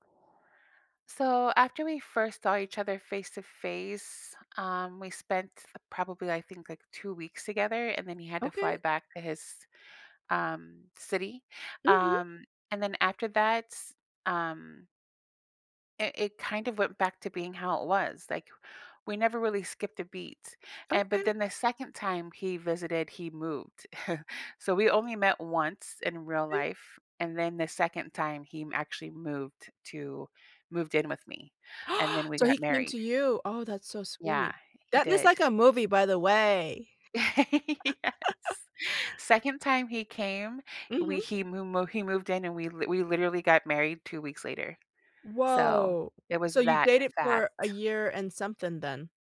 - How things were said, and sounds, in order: chuckle; gasp; laugh; laughing while speaking: "Yes"; chuckle
- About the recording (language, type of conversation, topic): English, unstructured, What check-in rhythm feels right without being clingy in long-distance relationships?